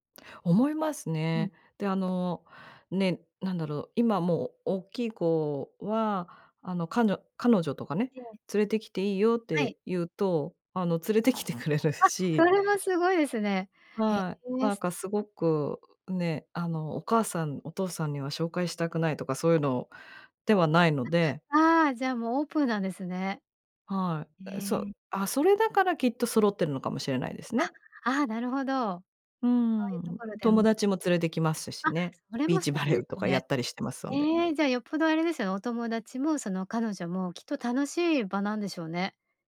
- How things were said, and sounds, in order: laughing while speaking: "連れてきてくれるし"
- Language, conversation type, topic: Japanese, podcast, 週末はご家族でどんなふうに過ごすことが多いですか？
- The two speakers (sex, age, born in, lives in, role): female, 45-49, Japan, United States, guest; female, 50-54, Japan, Japan, host